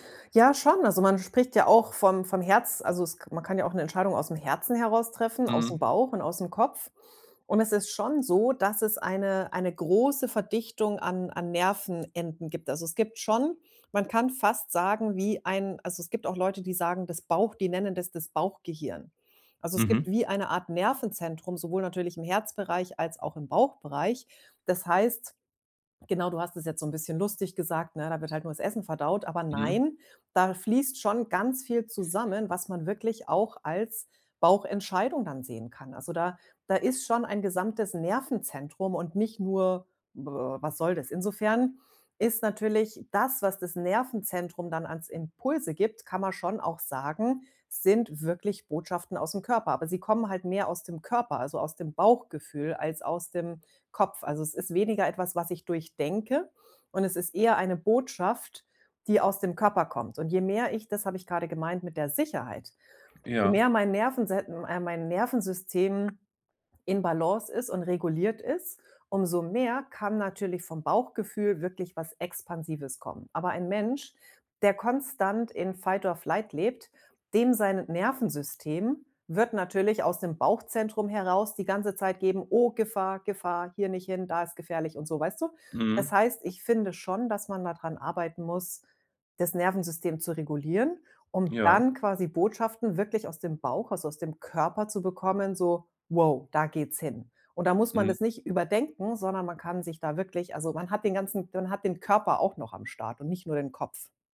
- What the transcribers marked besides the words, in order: in English: "Fight or Flight"
- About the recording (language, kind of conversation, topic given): German, podcast, Erzähl mal von einer Entscheidung, bei der du auf dein Bauchgefühl gehört hast?